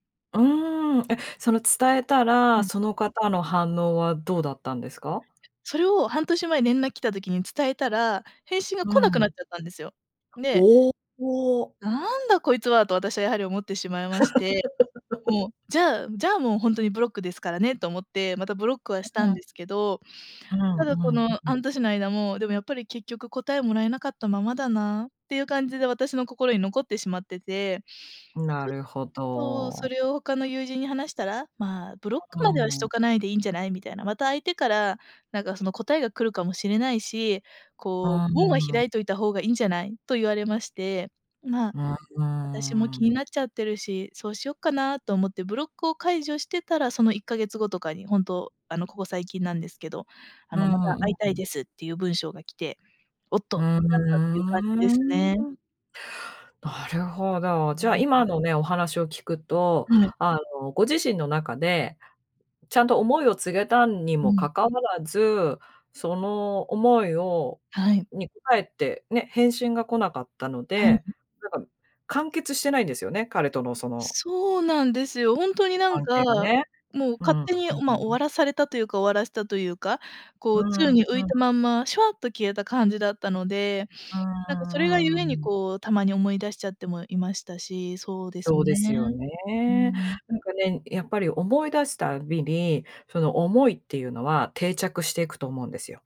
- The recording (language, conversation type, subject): Japanese, advice, 相手からの連絡を無視すべきか迷っている
- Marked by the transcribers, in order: laugh